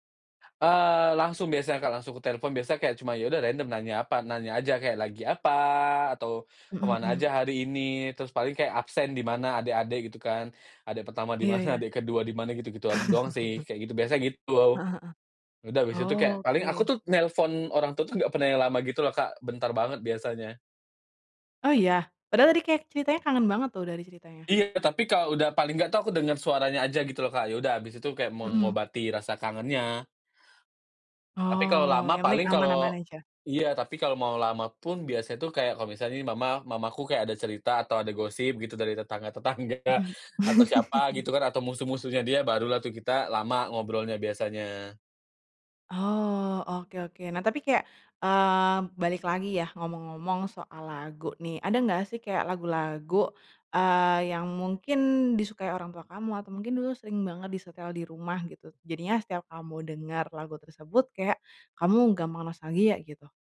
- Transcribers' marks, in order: chuckle; laughing while speaking: "tetangga"; chuckle
- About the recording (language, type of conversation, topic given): Indonesian, podcast, Lagu apa yang membuat kamu merasa seperti pulang atau rindu kampung?